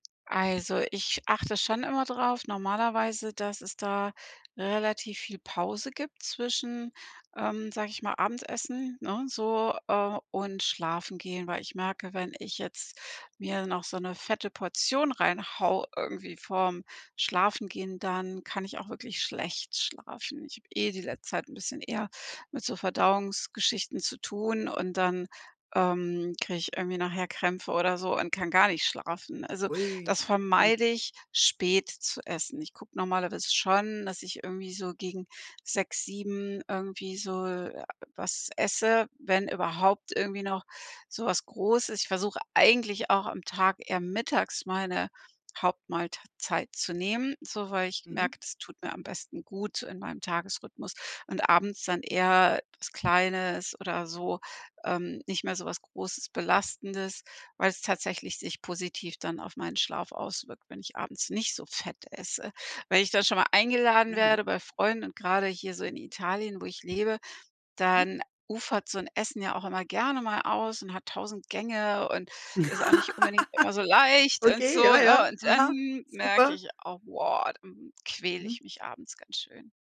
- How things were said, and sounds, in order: other background noise; stressed: "eigentlich"; stressed: "mittags"; stressed: "nicht so fett"; stressed: "gerne"; laugh; put-on voice: "woah"
- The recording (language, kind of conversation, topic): German, podcast, Wie wichtig ist Schlaf für deine Regeneration, und warum?
- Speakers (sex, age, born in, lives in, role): female, 55-59, Germany, Italy, guest; female, 55-59, Germany, United States, host